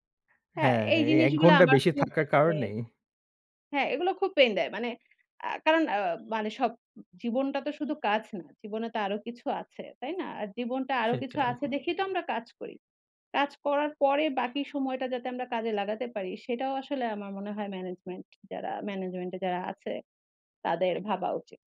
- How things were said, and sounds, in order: none
- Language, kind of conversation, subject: Bengali, unstructured, আপনার কাজের পরিবেশ কেমন লাগছে?